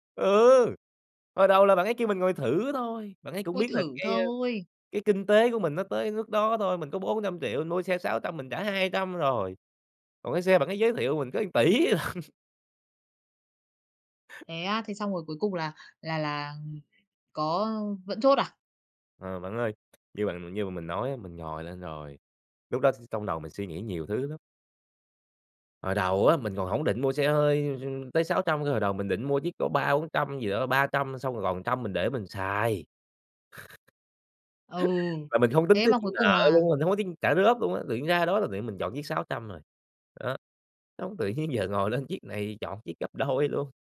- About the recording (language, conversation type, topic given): Vietnamese, podcast, Bạn có thể kể về một lần bạn đưa ra lựa chọn sai và bạn đã học được gì từ đó không?
- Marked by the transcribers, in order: laughing while speaking: "lận"; other background noise; tapping; laugh; laughing while speaking: "nhiên giờ ngồi lên"; laughing while speaking: "đôi"